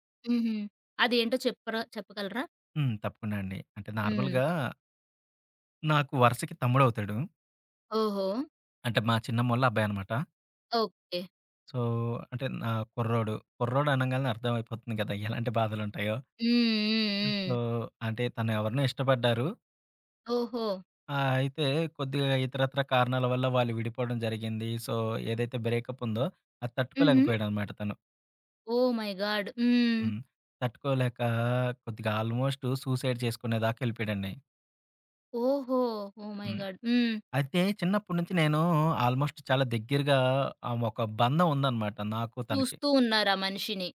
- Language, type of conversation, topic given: Telugu, podcast, బాధపడుతున్న బంధువుని ఎంత దూరం నుంచి ఎలా సపోర్ట్ చేస్తారు?
- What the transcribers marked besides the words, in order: in English: "నార్మల్‌గా"; in English: "సో"; in English: "సో"; other background noise; in English: "సో"; in English: "మై గాడ్"; in English: "సూసైడ్"; in English: "ఓహ్ మై గాడ్!"; in English: "ఆల్మోస్ట్"